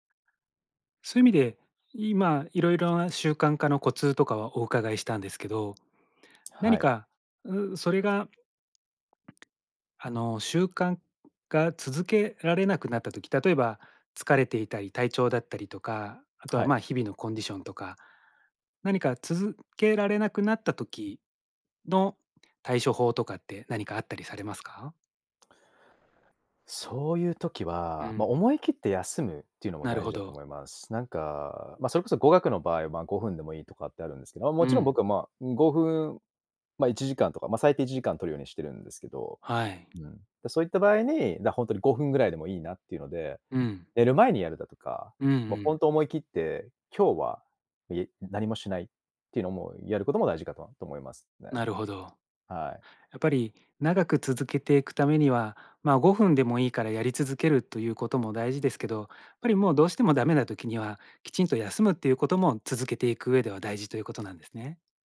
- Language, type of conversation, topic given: Japanese, podcast, 自分を成長させる日々の習慣って何ですか？
- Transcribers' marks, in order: none